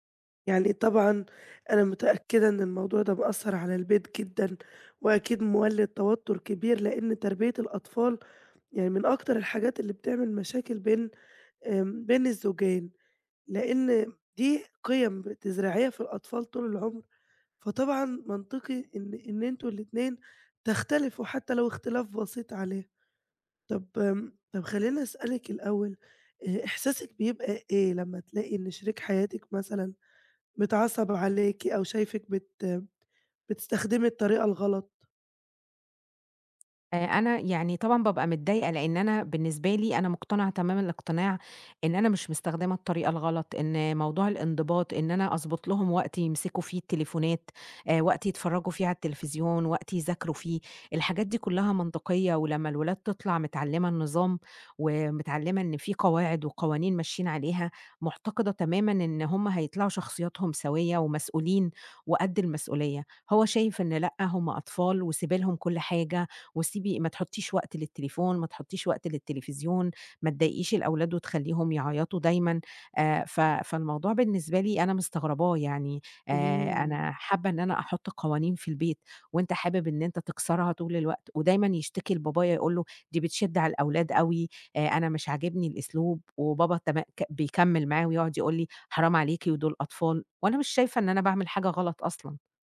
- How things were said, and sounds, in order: other background noise
- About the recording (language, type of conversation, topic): Arabic, advice, إزاي نحلّ خلافاتنا أنا وشريكي عن تربية العيال وقواعد البيت؟